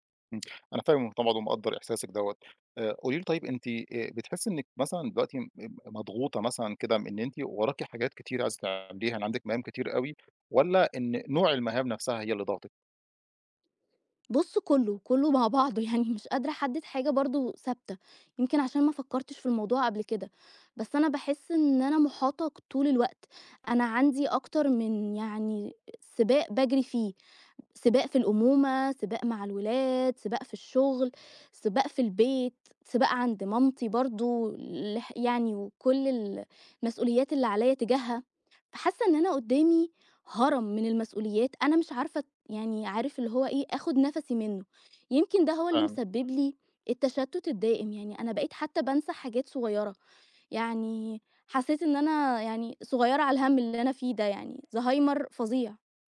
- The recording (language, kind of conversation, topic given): Arabic, advice, إزاي أقدر أركّز وأنا تحت ضغوط يومية؟
- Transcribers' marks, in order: laughing while speaking: "مع بعضه يعني"